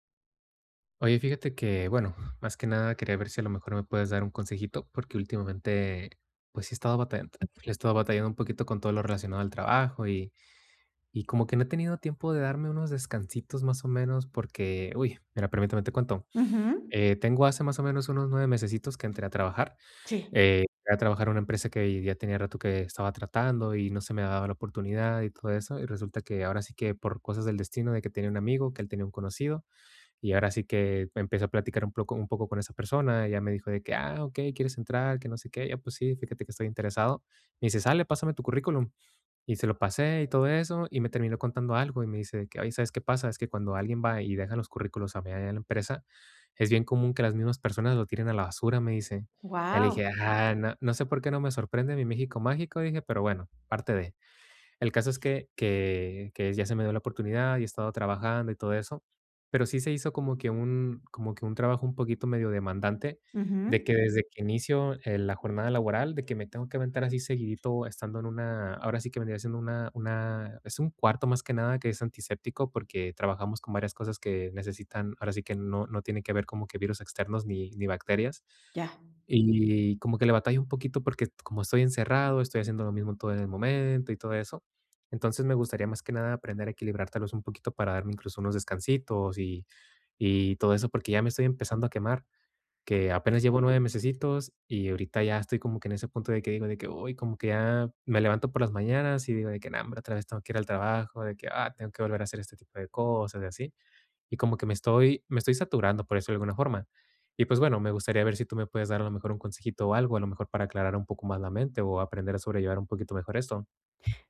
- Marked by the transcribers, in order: tapping; other background noise
- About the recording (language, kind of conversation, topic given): Spanish, advice, ¿Cómo puedo organizar bloques de trabajo y descansos para mantenerme concentrado todo el día?